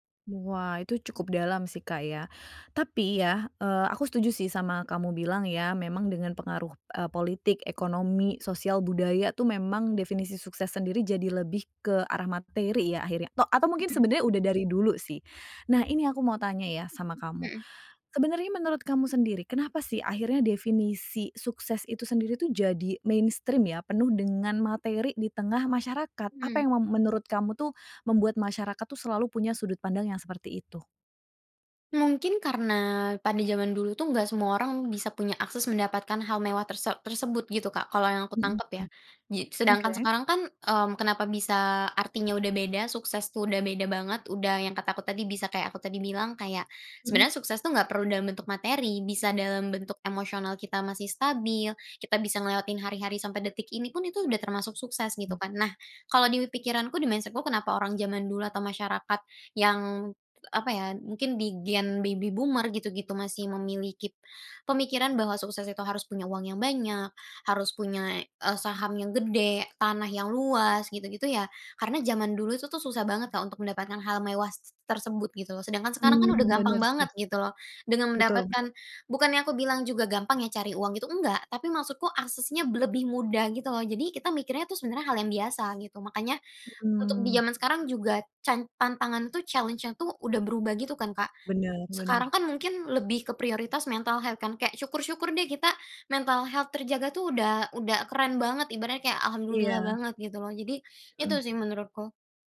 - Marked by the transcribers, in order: other background noise; tapping; in English: "mainstream"; in English: "mindset-ku"; in English: "Gen Baby Boomer"; in English: "challenge-nya"; in English: "mental health"; in English: "mental health"
- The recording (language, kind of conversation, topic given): Indonesian, podcast, Menurutmu, apa saja salah kaprah tentang sukses di masyarakat?